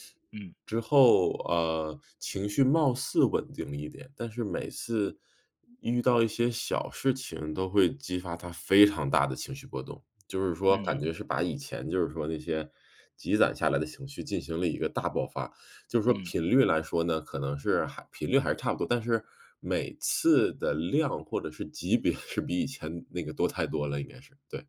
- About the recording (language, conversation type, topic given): Chinese, advice, 我该如何支持情绪低落的伴侣？
- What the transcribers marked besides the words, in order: other background noise; laughing while speaking: "是"